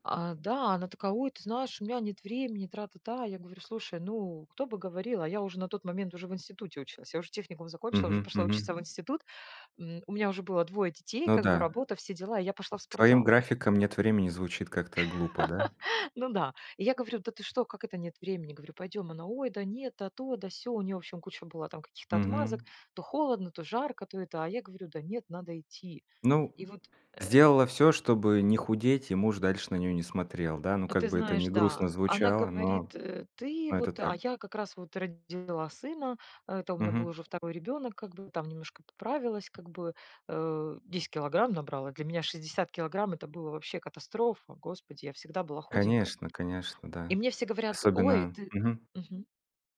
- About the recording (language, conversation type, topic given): Russian, podcast, Как вы ставите и достигаете целей?
- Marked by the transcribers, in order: other background noise; tapping; laugh; grunt